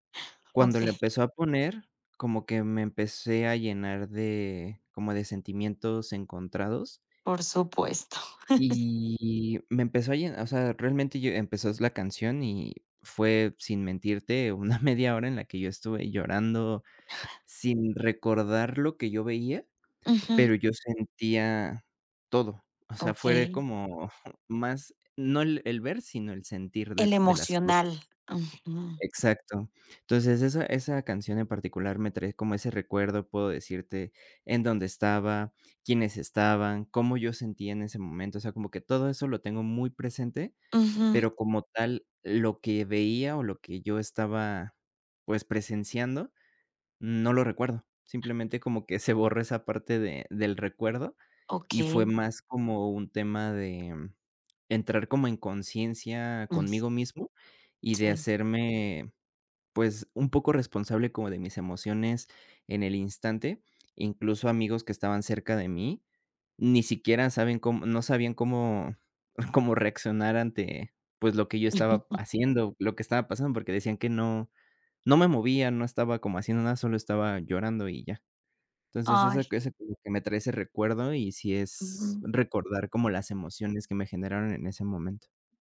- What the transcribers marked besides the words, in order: other background noise; drawn out: "Y"; laugh; laughing while speaking: "media"; chuckle; chuckle; laugh; tapping; unintelligible speech
- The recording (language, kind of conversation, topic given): Spanish, podcast, ¿Qué canción te transporta a un recuerdo específico?